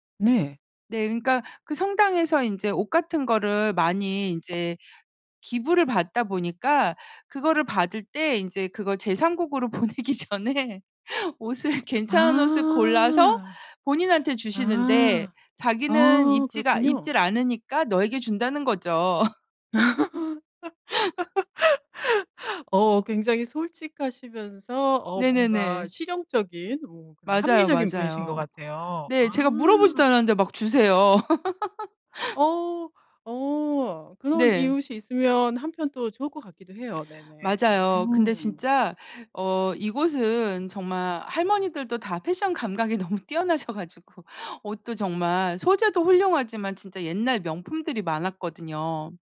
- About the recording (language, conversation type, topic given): Korean, podcast, 중고 옷이나 빈티지 옷을 즐겨 입으시나요? 그 이유는 무엇인가요?
- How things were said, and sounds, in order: tapping; laughing while speaking: "보내기 전에 옷을"; laugh; laugh; laughing while speaking: "너무 뛰어나셔 가지고"